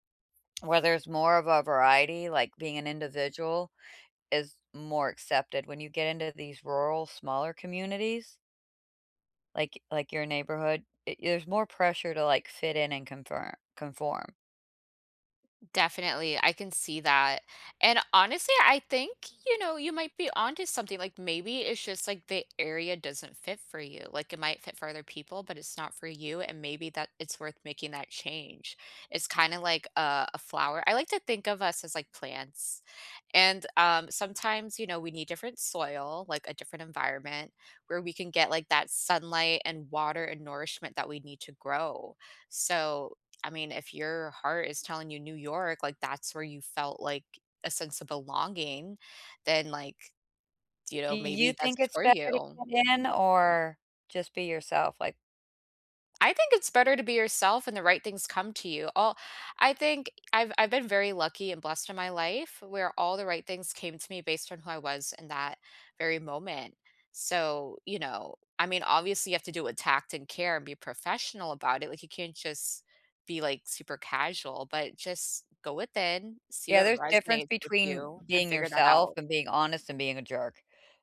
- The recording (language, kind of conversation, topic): English, unstructured, Have you ever changed something about yourself to fit in?
- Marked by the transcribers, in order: other background noise; tapping; background speech